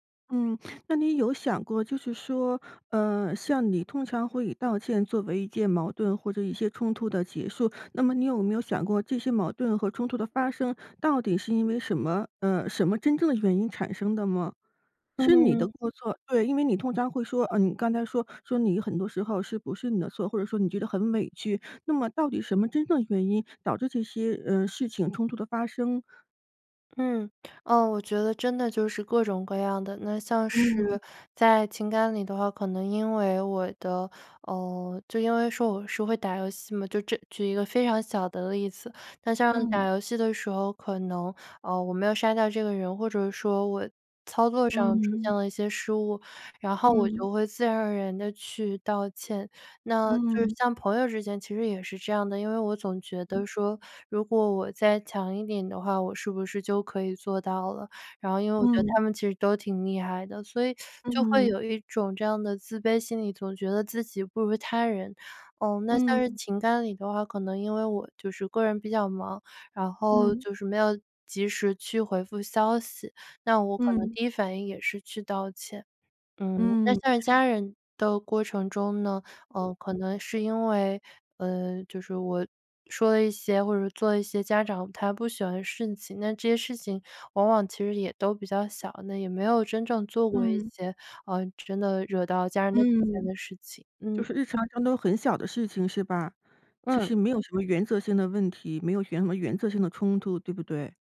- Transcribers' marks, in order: tapping; other noise; other background noise; teeth sucking
- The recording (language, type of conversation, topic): Chinese, advice, 为什么我在表达自己的意见时总是以道歉收尾？